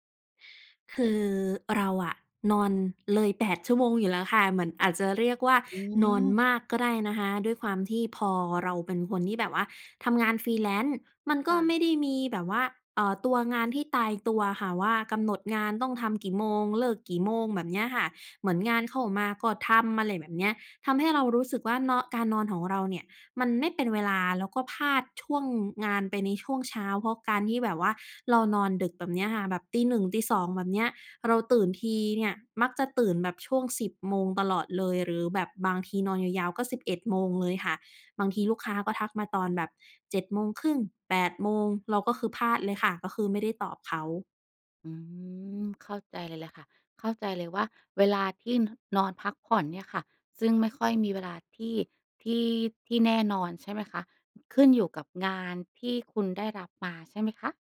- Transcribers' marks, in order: in English: "freelance"
- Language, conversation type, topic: Thai, advice, ฉันควรทำอย่างไรดีเมื่อฉันนอนไม่เป็นเวลาและตื่นสายบ่อยจนส่งผลต่องาน?